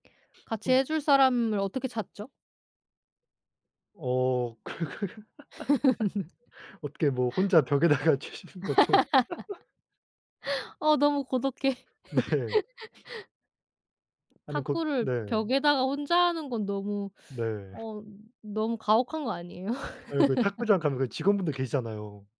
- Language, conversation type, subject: Korean, unstructured, 운동을 게을리하면 어떤 질병이 생길 수 있나요?
- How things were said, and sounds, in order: other background noise; laughing while speaking: "그"; laugh; laughing while speaking: "벽에다가 치시는 것도"; laugh; laughing while speaking: "네"; laugh; laugh